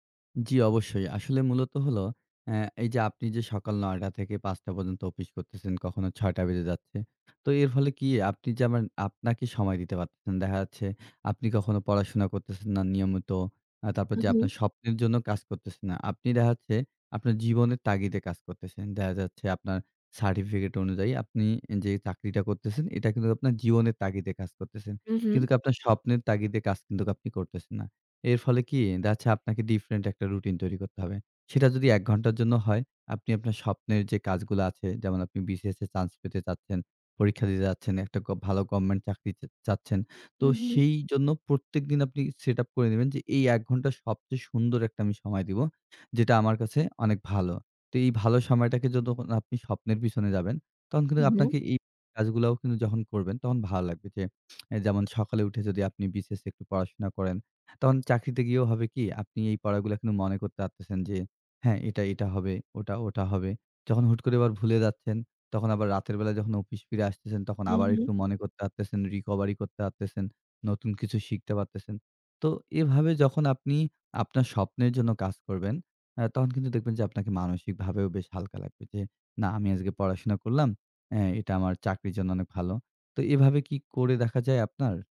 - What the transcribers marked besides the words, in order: "যেমন" said as "যেমেন"; in English: "set up"; lip smack; in English: "recovery"
- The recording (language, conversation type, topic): Bengali, advice, কাজ করলেও কেন আপনার জীবন অর্থহীন মনে হয়?